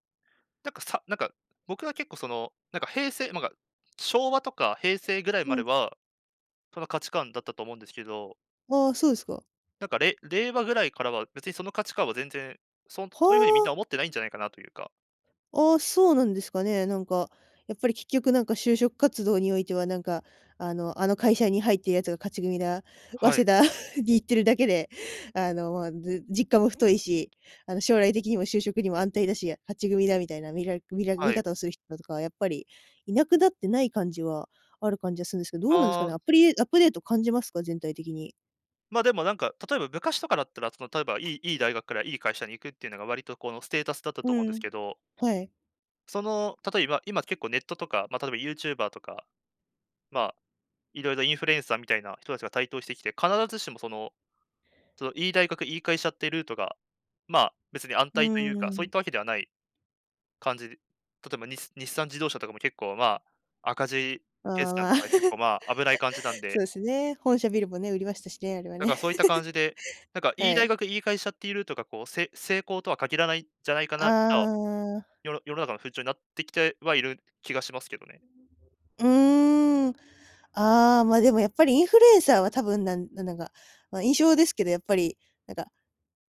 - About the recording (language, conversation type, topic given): Japanese, podcast, ぶっちゃけ、収入だけで成功は測れますか？
- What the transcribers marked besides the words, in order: tapping; laughing while speaking: "早稲田に行ってるだけで"; chuckle; chuckle; other background noise